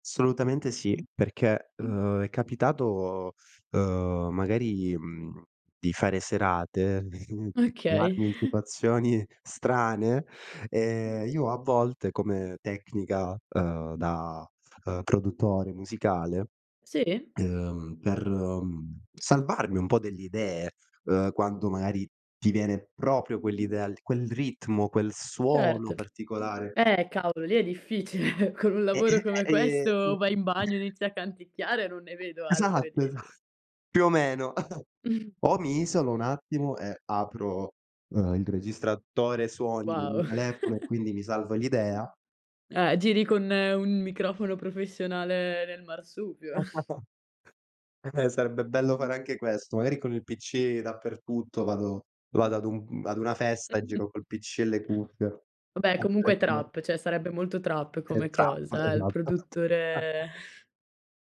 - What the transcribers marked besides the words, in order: "Assolutamente" said as "solutamente"; chuckle; laughing while speaking: "situazioni"; chuckle; tapping; laughing while speaking: "difficile"; chuckle; unintelligible speech; chuckle; laughing while speaking: "Esatto, esa"; chuckle; chuckle; other noise; chuckle; chuckle; unintelligible speech; "cioè" said as "ceh"; drawn out: "produttore"; chuckle; scoff
- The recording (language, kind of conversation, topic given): Italian, podcast, Cosa fai quando ti senti bloccato creativamente?